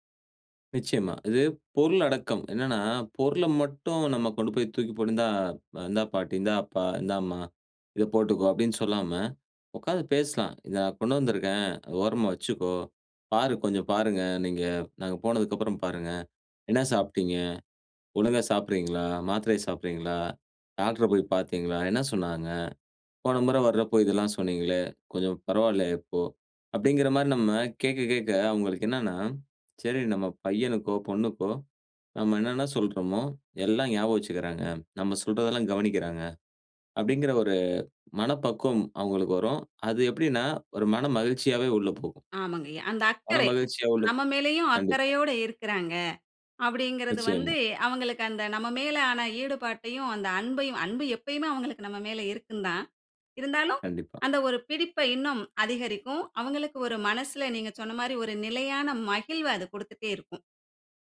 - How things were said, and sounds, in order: other background noise
- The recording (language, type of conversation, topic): Tamil, podcast, வயதான பெற்றோரைப் பார்த்துக் கொள்ளும் பொறுப்பை நீங்கள் எப்படிப் பார்க்கிறீர்கள்?